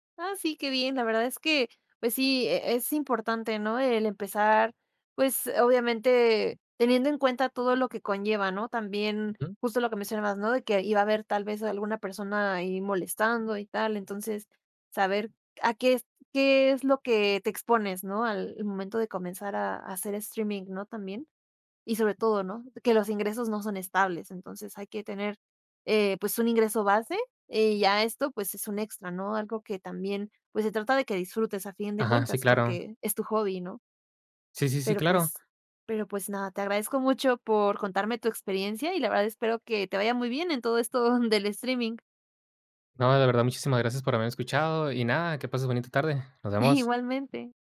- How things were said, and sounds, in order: tapping; chuckle
- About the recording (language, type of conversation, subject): Spanish, podcast, ¿Qué consejo le darías a alguien que quiere tomarse en serio su pasatiempo?